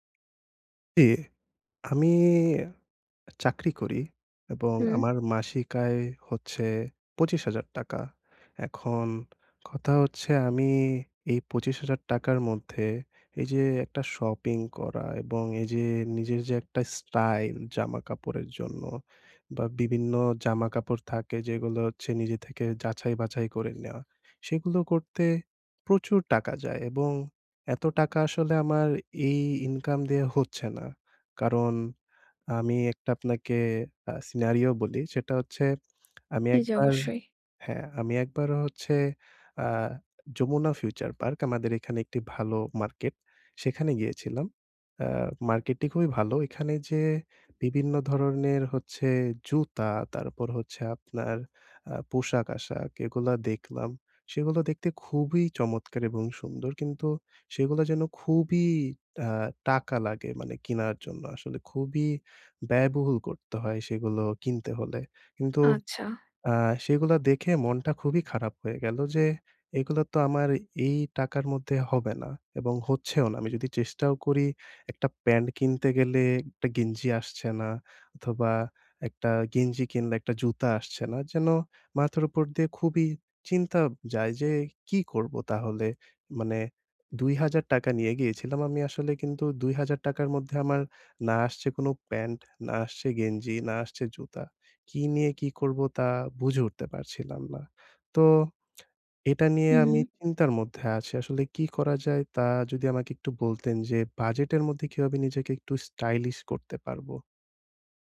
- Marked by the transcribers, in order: tapping; lip smack; lip smack
- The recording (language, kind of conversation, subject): Bengali, advice, বাজেটের মধ্যে কীভাবে স্টাইল গড়ে তুলতে পারি?